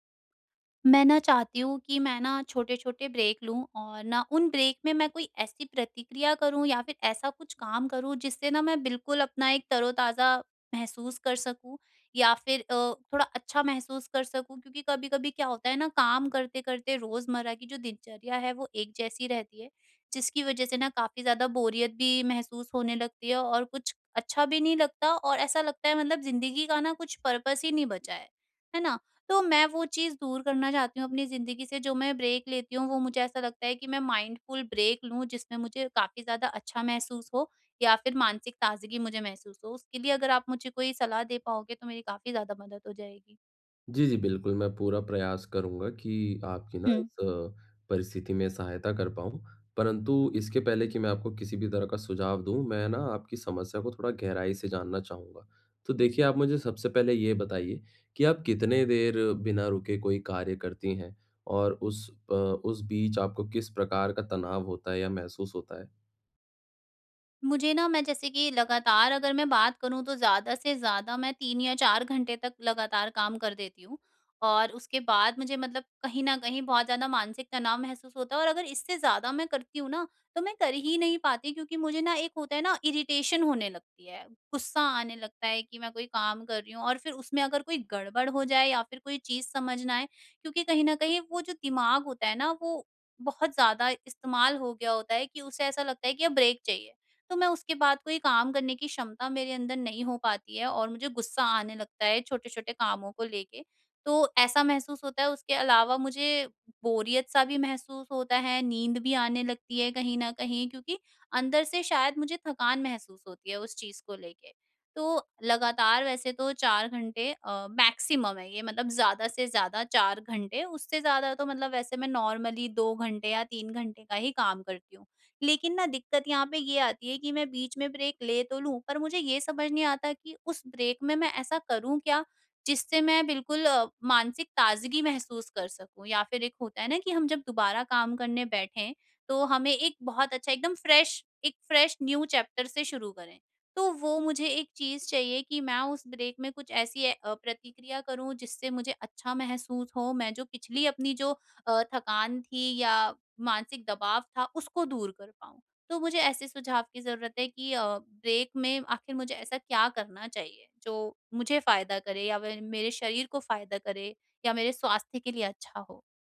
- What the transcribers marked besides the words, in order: in English: "ब्रेक"; in English: "ब्रेक"; in English: "पर्पस"; in English: "ब्रेक"; in English: "माइंडफुल ब्रेक"; in English: "इरिटेशन"; in English: "ब्रेक"; in English: "मैक्सिमम"; in English: "नॉर्मली"; in English: "ब्रेक"; in English: "ब्रेक"; in English: "फ्रेश"; in English: "फ्रेश न्यू चैप्टर"; in English: "ब्रेक"; in English: "ब्रेक"
- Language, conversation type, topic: Hindi, advice, काम के बीच में छोटी-छोटी ब्रेक लेकर मैं खुद को मानसिक रूप से तरोताज़ा कैसे रख सकता/सकती हूँ?